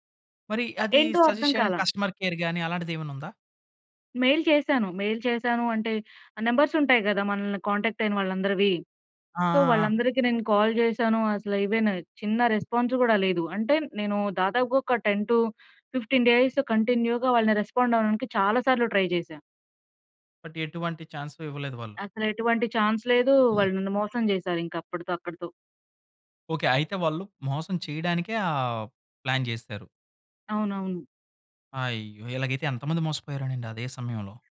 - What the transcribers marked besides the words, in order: in English: "సజెస్ట్"; in English: "కస్టమర్ కేర్"; in English: "నంబర్స్"; in English: "కాంటాక్ట్"; in English: "సో"; in English: "కాల్"; in English: "రెస్పాన్స్"; in English: "టెన్ టు ఫిఫ్టీన్ డేస్ కంటిన్యూ‌గా"; in English: "రెస్పాండ్"; in English: "ట్రై"; in English: "బట్"; in English: "చాన్స్"; in English: "చాన్స్"; other background noise; in English: "ప్లాన్"
- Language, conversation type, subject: Telugu, podcast, సరైన సమయంలో జరిగిన పరీక్ష లేదా ఇంటర్వ్యూ ఫలితం ఎలా మారింది?